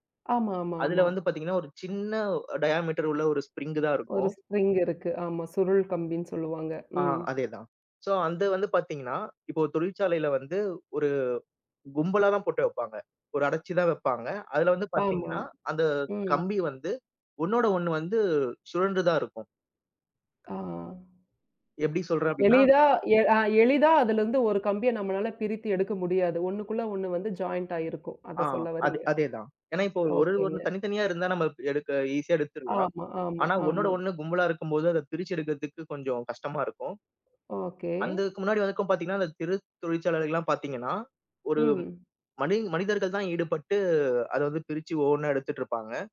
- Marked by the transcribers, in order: in English: "டயாமீட்டர்"; other noise; in English: "ஜாயிண்ட்டாயிருக்கும்"; chuckle
- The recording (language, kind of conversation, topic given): Tamil, podcast, மிகக் கடினமான ஒரு தோல்வியிலிருந்து மீண்டு முன்னேற நீங்கள் எப்படி கற்றுக்கொள்கிறீர்கள்?